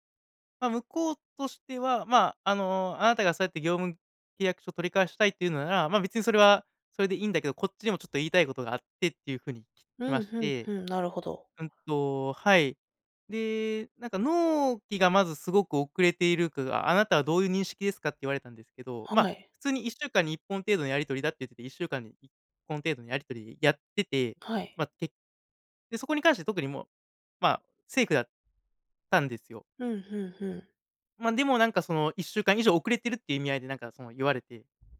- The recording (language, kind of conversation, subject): Japanese, advice, 初めての顧客クレーム対応で動揺している
- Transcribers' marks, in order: none